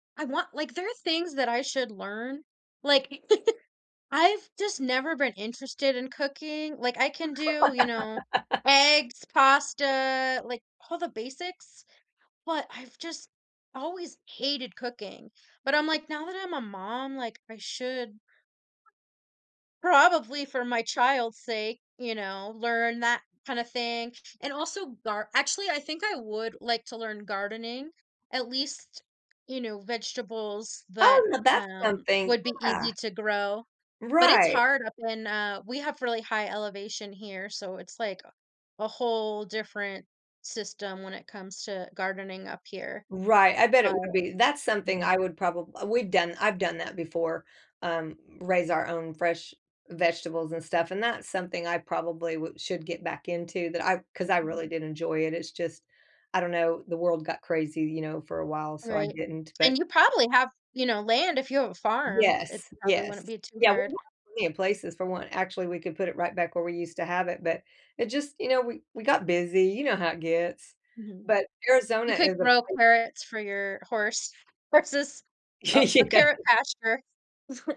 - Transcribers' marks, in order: laugh; laugh; other background noise; tapping; laughing while speaking: "horses"; laughing while speaking: "Yeah"; chuckle
- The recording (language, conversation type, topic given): English, unstructured, What hobbies do you enjoy in your free time?
- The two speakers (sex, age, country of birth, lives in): female, 40-44, United States, United States; female, 60-64, United States, United States